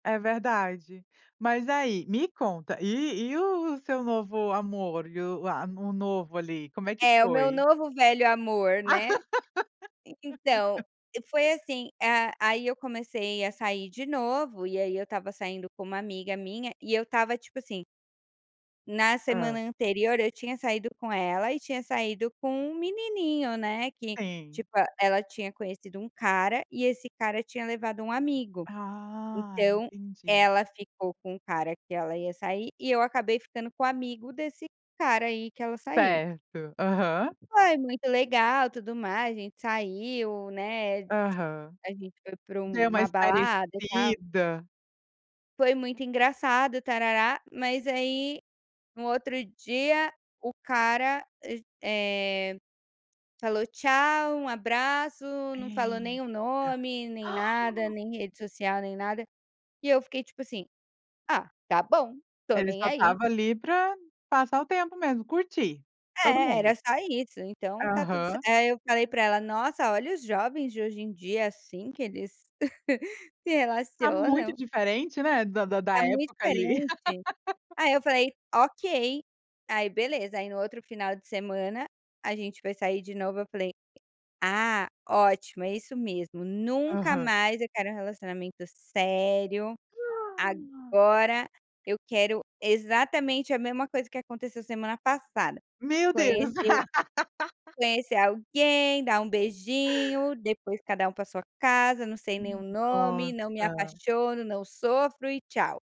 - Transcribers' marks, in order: laugh; gasp; chuckle; laugh; tapping; laugh
- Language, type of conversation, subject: Portuguese, podcast, O que faz um casal durar além da paixão inicial?